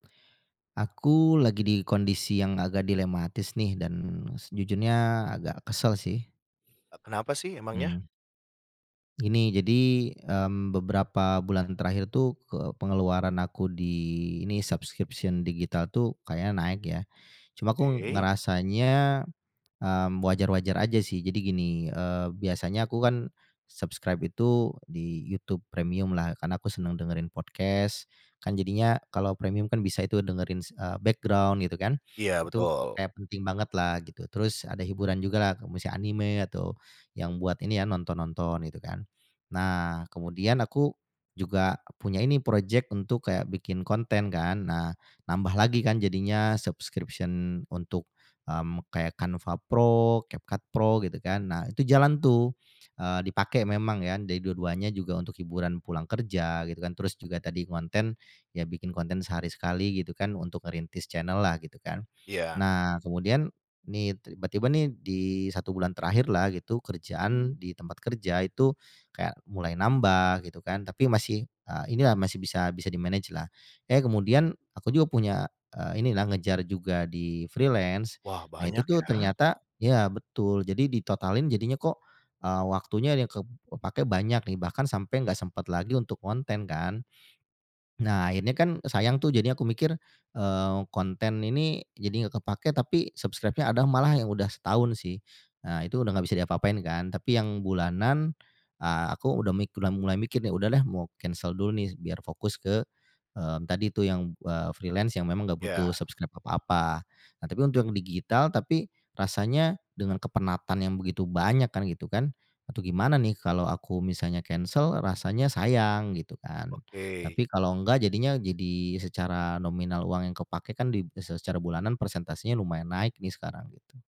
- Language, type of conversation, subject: Indonesian, advice, Mengapa banyak langganan digital yang tidak terpakai masih tetap dikenai tagihan?
- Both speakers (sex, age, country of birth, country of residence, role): male, 30-34, Indonesia, Indonesia, advisor; male, 40-44, Indonesia, Indonesia, user
- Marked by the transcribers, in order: in English: "subscription"; in English: "subscribe"; in English: "podcast"; in English: "background"; in English: "subscription"; in English: "di-manage-lah"; in English: "freelance"; in English: "subscribe-nya"; in English: "freelance"; in English: "subscribe"